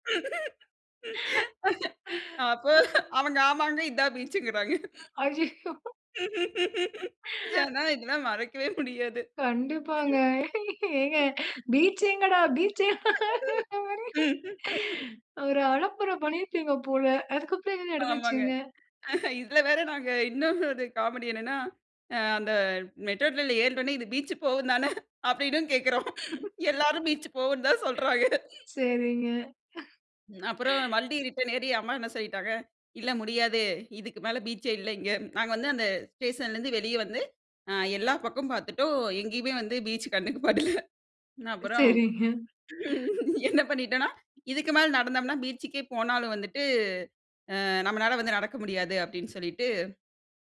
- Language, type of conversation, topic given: Tamil, podcast, கடல் அலைகள் சிதறுவதைக் காணும் போது உங்களுக்கு என்ன உணர்வு ஏற்படுகிறது?
- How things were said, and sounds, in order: laughing while speaking: "அப்ப அவங்க, ஆமாங்க, இதான் பீச்சுங்கறாங்க"; laugh; laughing while speaking: "அய்யயோ!"; laughing while speaking: "ஆனா, இதெல்லாம் மறக்கவே முடியாது"; giggle; laughing while speaking: "ஏங்க பீச் எங்கடா? பீச்சு? ஒரே ஒரு அலப்பற பண்ணியிருப்பீங்க போல"; giggle; laughing while speaking: "ஆமாங்க. இதுல வேற நாங்க இன்னும் … போகும்ன்னு தான் சொல்றாங்க"; laugh; other noise; laugh; in English: "ரிட்டர்ன்"; laughing while speaking: "கண்ணுக்கு படல. அப்புறம் என்ன பண்ணிட்டோம்ன்னா"; laughing while speaking: "சரிங்க"